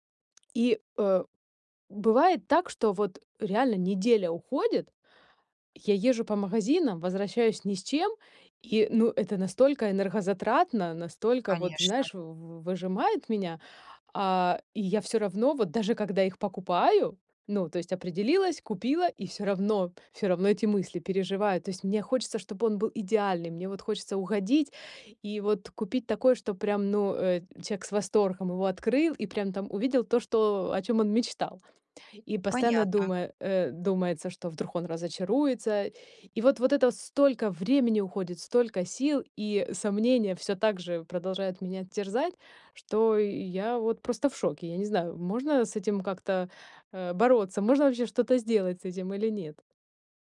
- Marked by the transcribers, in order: none
- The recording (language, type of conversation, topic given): Russian, advice, Почему мне так трудно выбрать подарок и как не ошибиться с выбором?